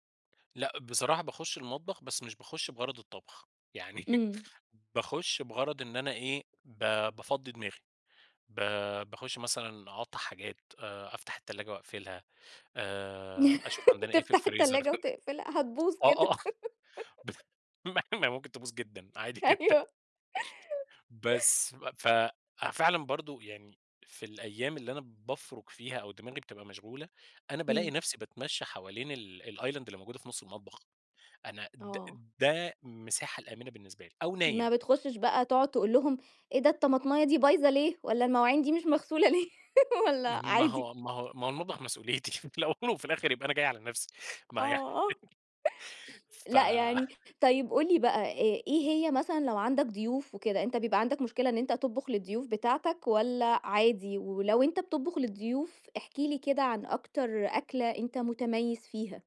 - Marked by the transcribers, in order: laugh; laugh; laughing while speaking: "تفتح التلاجة وتقفلها، هتبوظ كده"; laugh; tapping; laughing while speaking: "آه، آه، ما هي ما هي ممكن تبوظ جدًا، عادي جدًا"; chuckle; giggle; laughing while speaking: "أيوه"; laugh; in English: "الأيلِند"; laughing while speaking: "مش مغسولة ليه"; laugh; laugh; laughing while speaking: "في الأول وفي الآخر يبقى أنا جاي على نفسي ما يعني"; chuckle; chuckle; other noise
- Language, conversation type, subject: Arabic, podcast, إيه أكتر حاجة بتستمتع بيها وإنت بتطبخ أو بتخبز؟